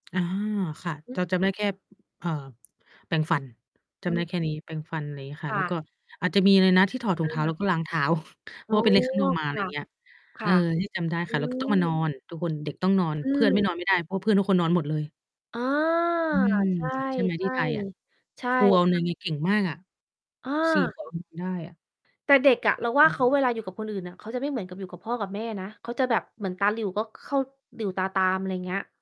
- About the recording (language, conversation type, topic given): Thai, unstructured, โรงเรียนควรเพิ่มเวลาพักผ่อนให้นักเรียนมากกว่านี้ไหม?
- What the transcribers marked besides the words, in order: tapping; "เรา" said as "เจา"; distorted speech; chuckle; mechanical hum